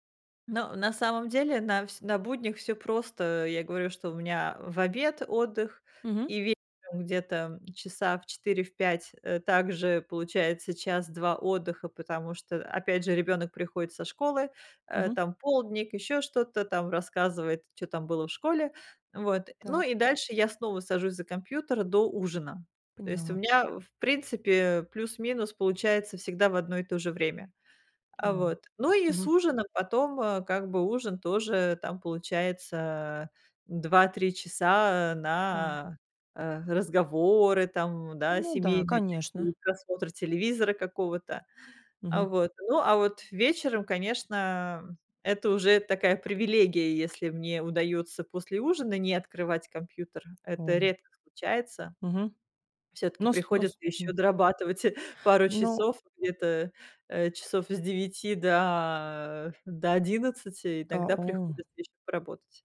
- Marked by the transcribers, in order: tapping; chuckle
- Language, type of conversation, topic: Russian, podcast, Как вы находите баланс между дисциплиной и полноценным отдыхом?